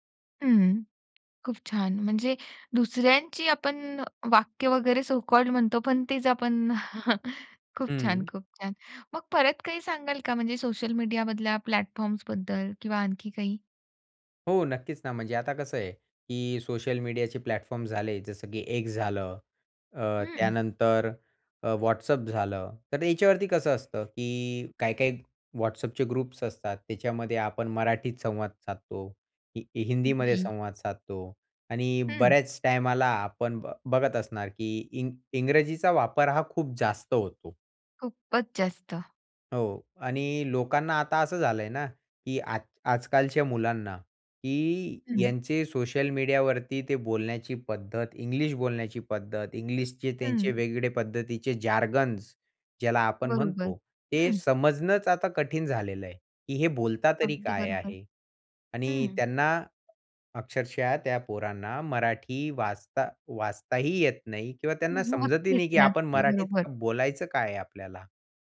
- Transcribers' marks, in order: tapping; in English: "सो कॉल्ड"; chuckle; other background noise; in English: "प्लॅटफॉर्म्सबद्दल"; in English: "प्लॅटफॉर्म"; in English: "ग्रुप्स"; in English: "जार्गन्स"; chuckle; laughing while speaking: "नक्कीच, नक्की"
- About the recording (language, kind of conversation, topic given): Marathi, podcast, सोशल मीडियावर भाषा कशी बदलते याबद्दल तुमचा अनुभव काय आहे?